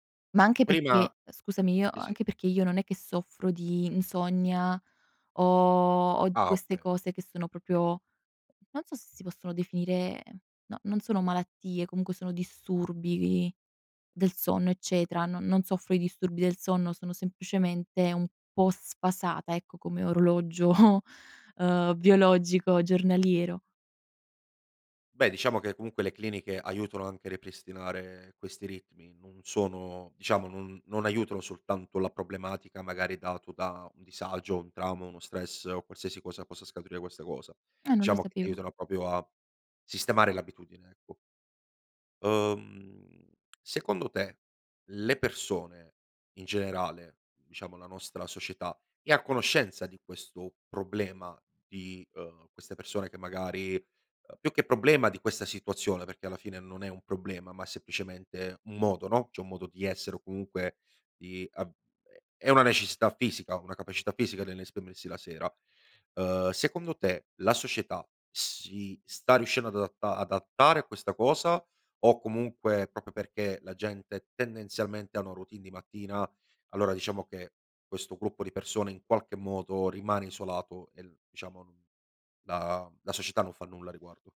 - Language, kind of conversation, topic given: Italian, podcast, Che ruolo ha il sonno nella tua crescita personale?
- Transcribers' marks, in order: "proprio" said as "propio"; laughing while speaking: "orologio"; other background noise; "cioè" said as "ceh"; "proprio" said as "propio"